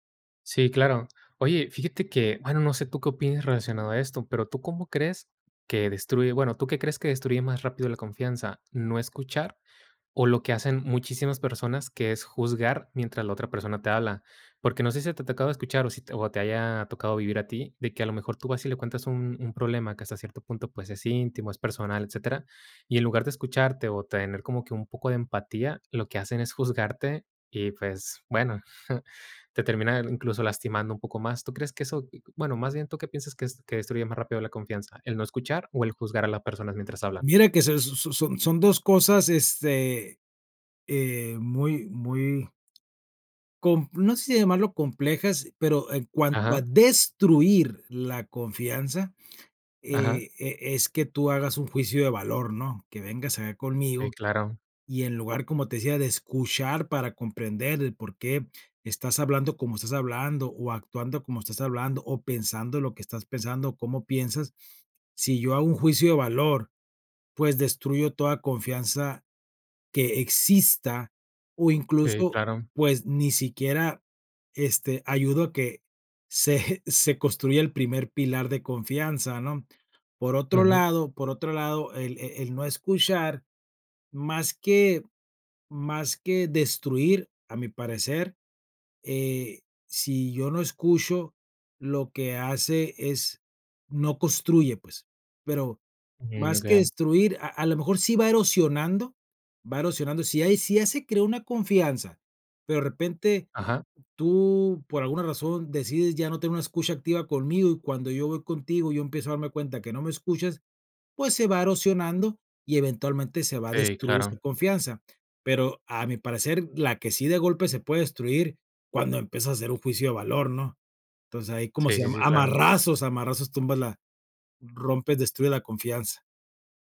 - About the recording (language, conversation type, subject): Spanish, podcast, ¿Cómo ayuda la escucha activa a generar confianza?
- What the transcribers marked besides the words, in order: chuckle; laughing while speaking: "se"